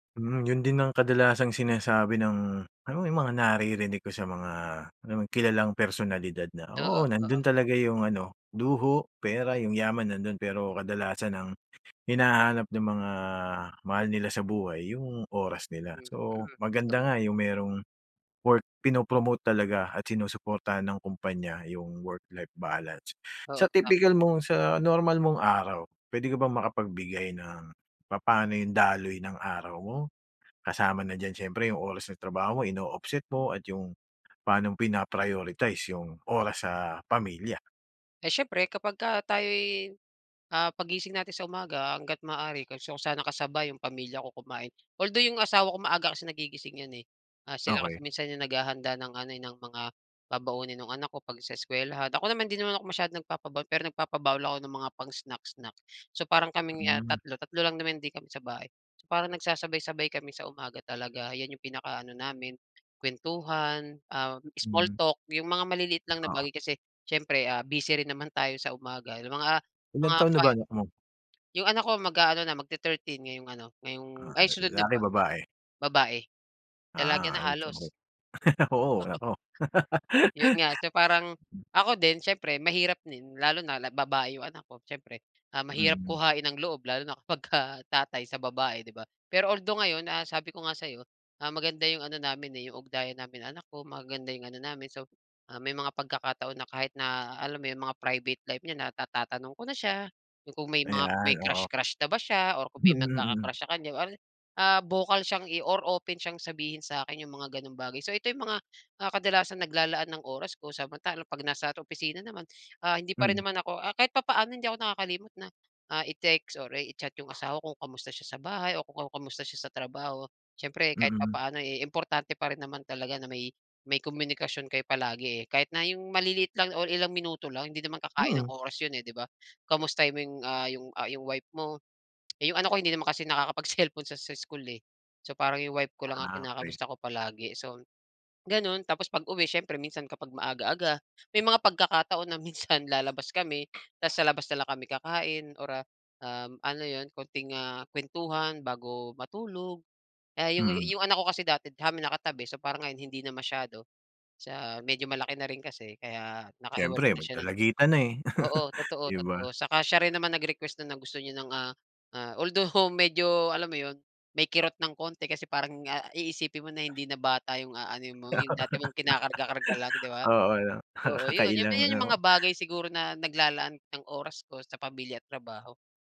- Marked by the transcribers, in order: unintelligible speech; laugh; laugh; other background noise; tapping; laugh; laugh
- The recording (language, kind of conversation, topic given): Filipino, podcast, Paano mo pinangangalagaan ang oras para sa pamilya at sa trabaho?